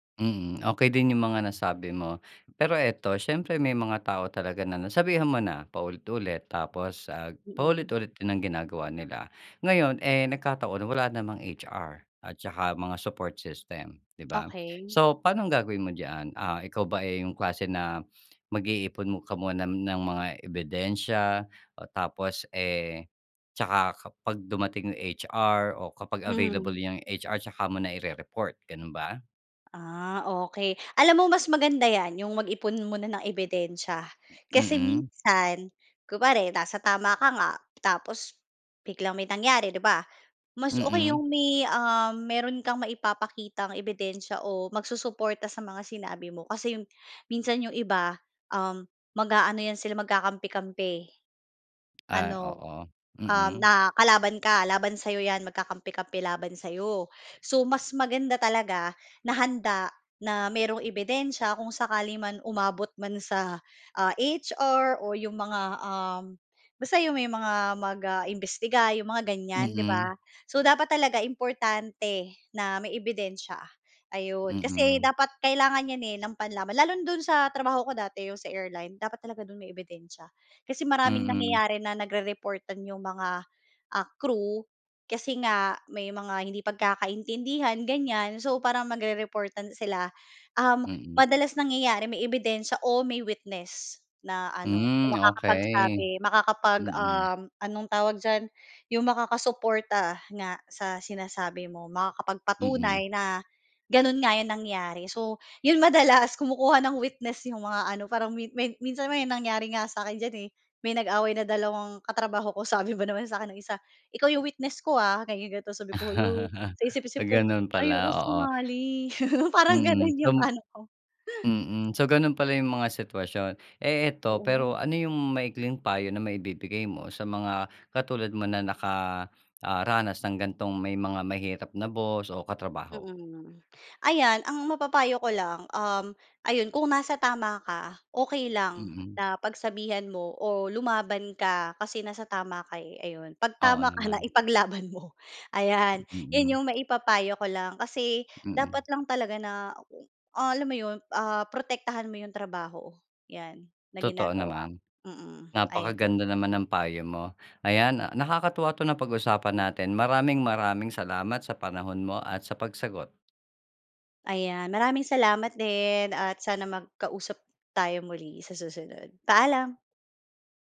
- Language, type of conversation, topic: Filipino, podcast, Paano mo hinaharap ang mahirap na boss o katrabaho?
- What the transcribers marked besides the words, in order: in English: "support system"; other background noise; sniff; laughing while speaking: "yon madalas kumukuha ng witness yung mga ano"; laughing while speaking: "sabi ba naman sa akin nung isa"; tapping; chuckle; laughing while speaking: "parang gano'n yung ano ko"; laughing while speaking: "tama ka na, ipaglaban mo, ayan"